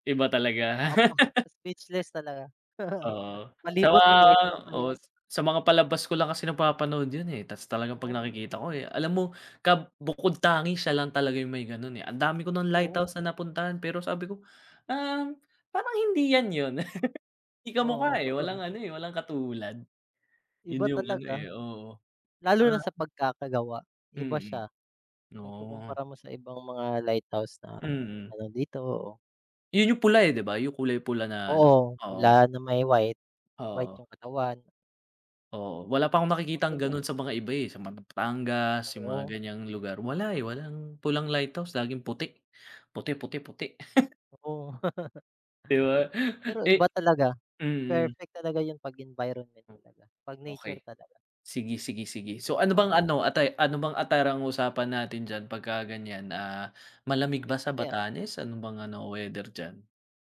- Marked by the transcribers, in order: laugh; laugh; laugh; laughing while speaking: "'Di ba?"; other background noise; unintelligible speech
- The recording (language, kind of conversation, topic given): Filipino, unstructured, Ano ang pinaka-kapana-panabik na lugar sa Pilipinas na napuntahan mo?